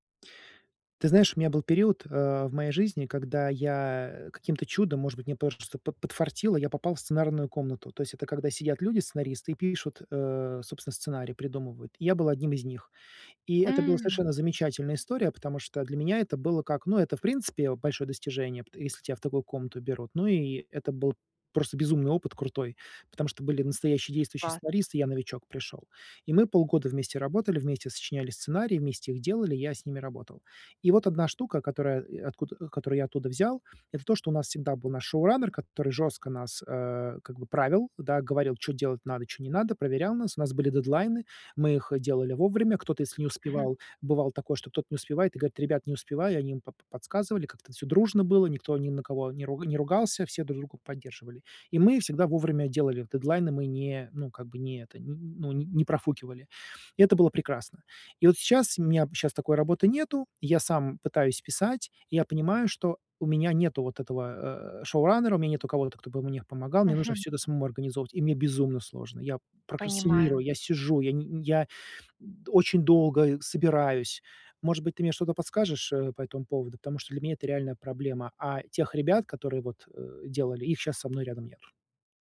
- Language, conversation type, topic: Russian, advice, Как мне лучше управлять временем и расставлять приоритеты?
- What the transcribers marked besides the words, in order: other background noise; tapping; in English: "шоураннер"; in English: "шоураннера"